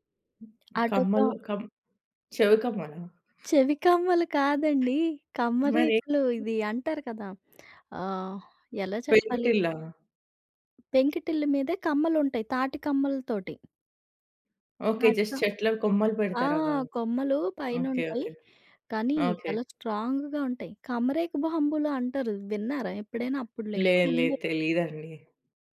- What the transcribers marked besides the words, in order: other background noise; tapping; in English: "జస్ట్"; in English: "స్ట్రాంగ్‌గా"; giggle
- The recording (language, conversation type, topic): Telugu, podcast, చిన్నగా కనిపించే ఒక దారిలో నిజంగా గొప్ప కథ దాగి ఉంటుందా?